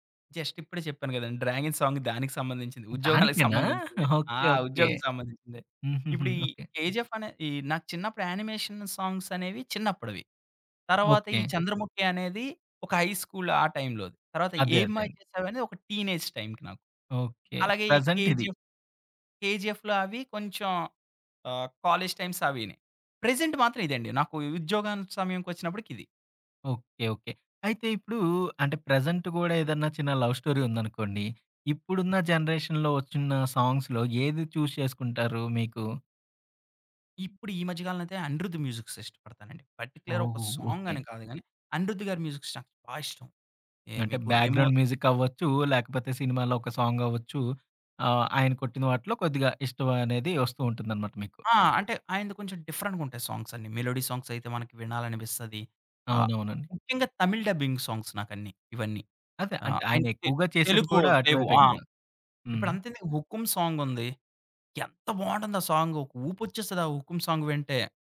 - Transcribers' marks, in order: in English: "జస్ట్"; in English: "'డ్రాగన్' సాంగ్"; other background noise; giggle; laughing while speaking: "ఉద్యోగాలకి సంబంధించిందే"; in English: "యానిమేషన్ సాంగ్స్"; in English: "హై స్కూల్"; in English: "టీనేజ్"; in English: "ప్రెజెంట్"; in English: "టైమ్స్"; in English: "ప్రెజెంట్"; in English: "ప్రెజెంట్"; in English: "లవ్ స్టోరీ"; in English: "జనరేషన్‌లో"; in English: "సాంగ్స్‌లో"; in English: "చూజ్"; in English: "మ్యూజిక్స్"; in English: "పర్టిక్యులర్"; in English: "సాంగ్"; in English: "మ్యూజిక్స్"; in English: "బ్యాక్‌గ్రౌండ్ మ్యూజిక్"; in English: "సాంగ్"; in English: "సాంగ్స్"; in English: "మెలోడీ సాంగ్స్"; in English: "డబ్బింగ్ సాంగ్స్"; in English: "సాంగ్"
- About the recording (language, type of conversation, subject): Telugu, podcast, మీ జీవితాన్ని ప్రతినిధ్యం చేసే నాలుగు పాటలను ఎంచుకోవాలంటే, మీరు ఏ పాటలను ఎంచుకుంటారు?